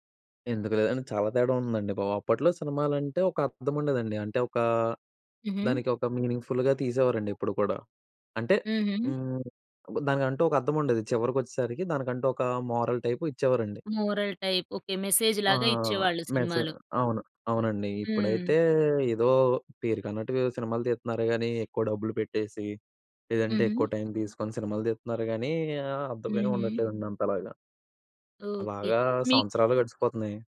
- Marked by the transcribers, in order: in English: "మీనింగ్‌ఫుల్లుగా"; in English: "మోరల్"; in English: "మోరల్ టైప్"; in English: "మెసేజ్‌లాగా"
- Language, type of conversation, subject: Telugu, podcast, సినిమాలపై నీ ప్రేమ ఎప్పుడు, ఎలా మొదలైంది?